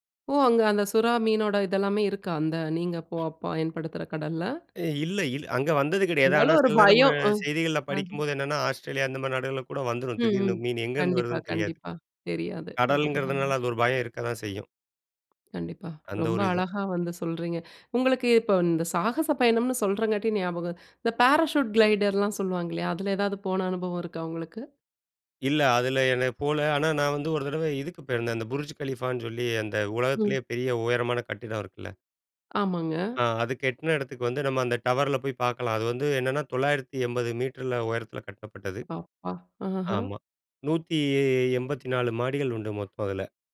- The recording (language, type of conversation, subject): Tamil, podcast, ஒரு பெரிய சாகச அனுபவம் குறித்து பகிர முடியுமா?
- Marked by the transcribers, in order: other noise; in English: "பாராசூட் கிளைடர்ல்லாம்"; "கட்டுன" said as "கெட்ன"